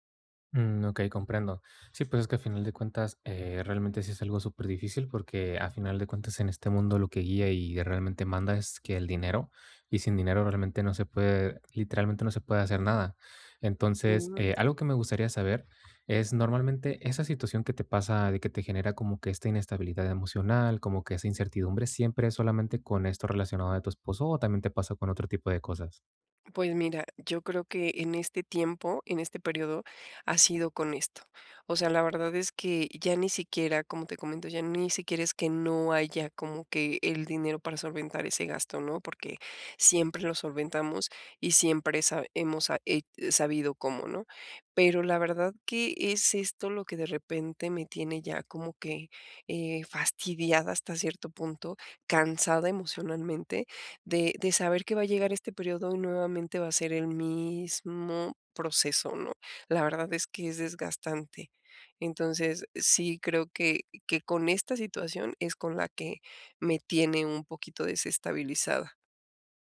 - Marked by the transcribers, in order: other background noise
- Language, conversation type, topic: Spanish, advice, ¿Cómo puedo preservar mi estabilidad emocional cuando todo a mi alrededor es incierto?